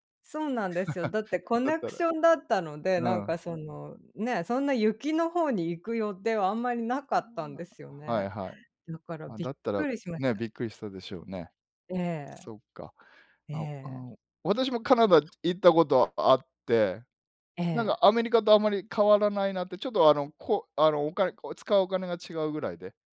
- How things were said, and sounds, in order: chuckle; in English: "コネクション"; tapping; other background noise
- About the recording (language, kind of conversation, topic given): Japanese, unstructured, あなたの理想の旅行先はどこですか？
- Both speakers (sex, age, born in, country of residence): female, 45-49, Japan, United States; male, 50-54, Japan, Japan